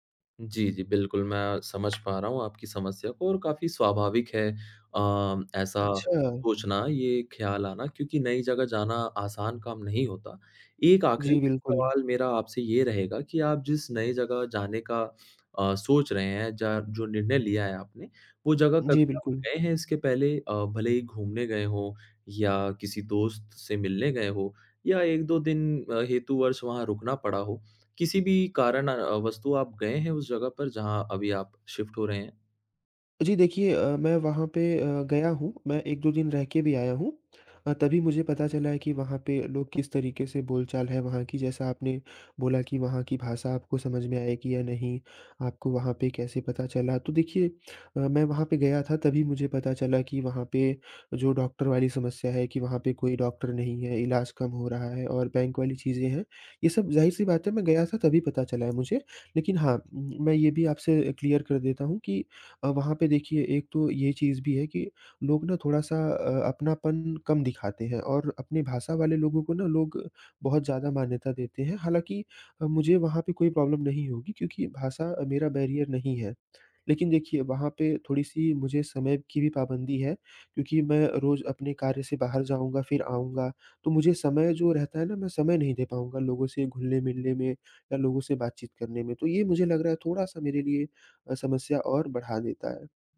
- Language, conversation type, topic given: Hindi, advice, नए स्थान पर डॉक्टर और बैंक जैसी सेवाएँ कैसे ढूँढें?
- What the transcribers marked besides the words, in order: tapping; in English: "शिफ्ट"; in English: "क्लियर"; in English: "प्रॉब्लम"; in English: "बैरियर"